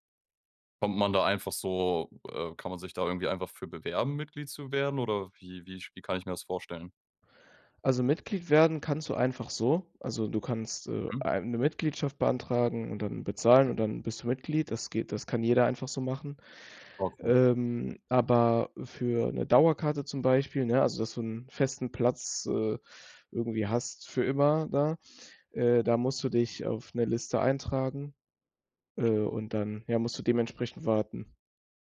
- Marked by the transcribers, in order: none
- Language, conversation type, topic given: German, podcast, Wie hast du dein liebstes Hobby entdeckt?